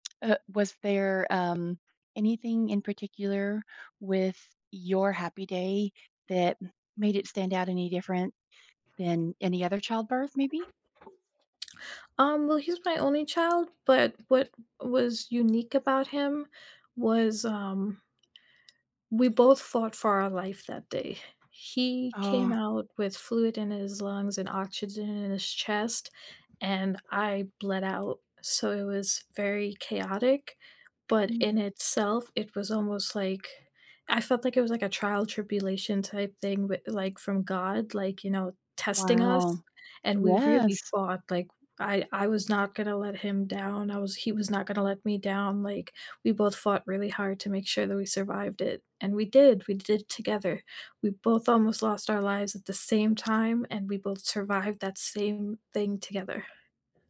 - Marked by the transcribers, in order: other background noise
- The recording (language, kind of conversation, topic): English, unstructured, What is a happy memory that always makes you smile when you think of it?
- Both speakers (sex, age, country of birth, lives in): female, 30-34, United States, United States; female, 45-49, United States, United States